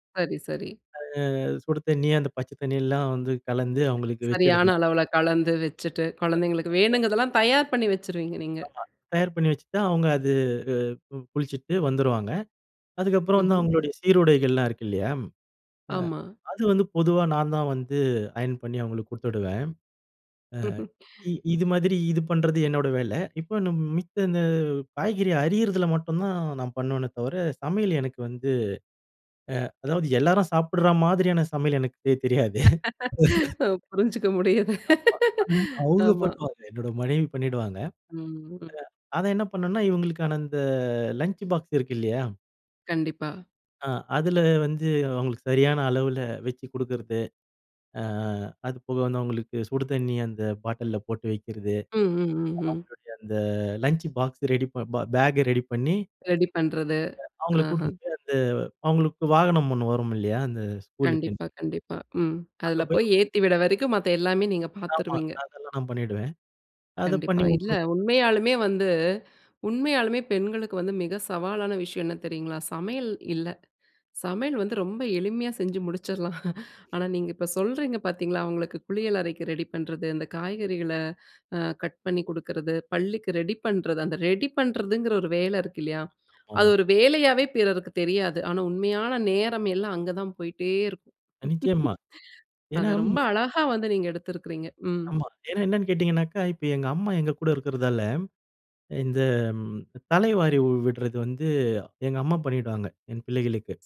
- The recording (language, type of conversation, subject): Tamil, podcast, வீட்டு வேலைகளை நீங்கள் எந்த முறையில் பகிர்ந்து கொள்கிறீர்கள்?
- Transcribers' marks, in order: other noise; unintelligible speech; chuckle; laugh; chuckle; laugh; drawn out: "ம்"; tapping; unintelligible speech; unintelligible speech; inhale; inhale; chuckle; other background noise; inhale; chuckle; inhale